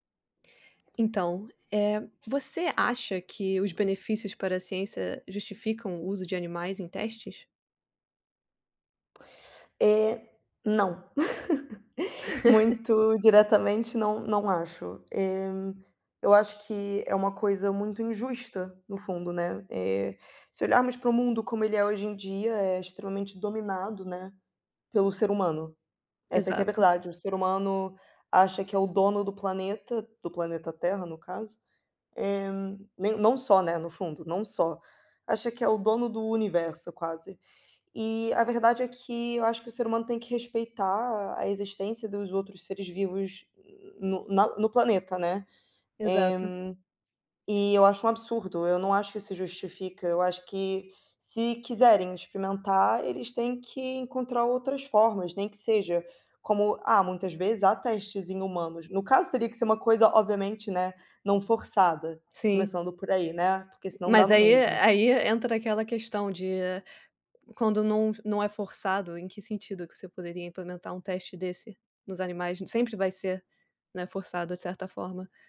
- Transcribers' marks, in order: tapping; laugh; chuckle
- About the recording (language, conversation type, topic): Portuguese, unstructured, Qual é a sua opinião sobre o uso de animais em experimentos?
- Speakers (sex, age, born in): female, 25-29, Brazil; female, 30-34, Brazil